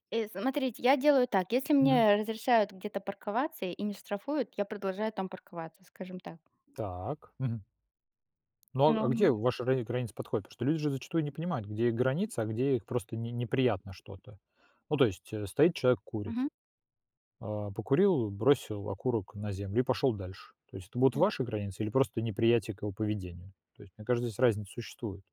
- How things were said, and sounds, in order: none
- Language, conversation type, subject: Russian, unstructured, Что делать, если кто-то постоянно нарушает твои границы?